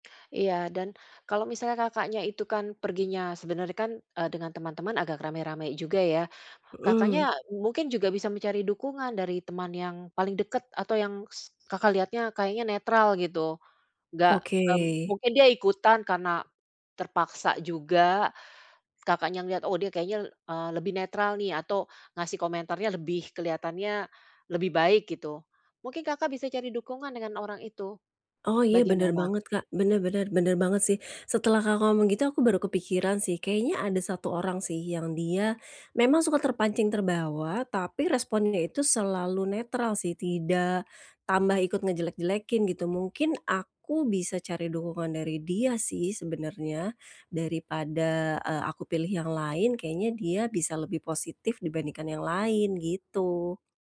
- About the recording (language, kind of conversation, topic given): Indonesian, advice, Bagaimana cara menetapkan batasan yang sehat di lingkungan sosial?
- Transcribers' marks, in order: none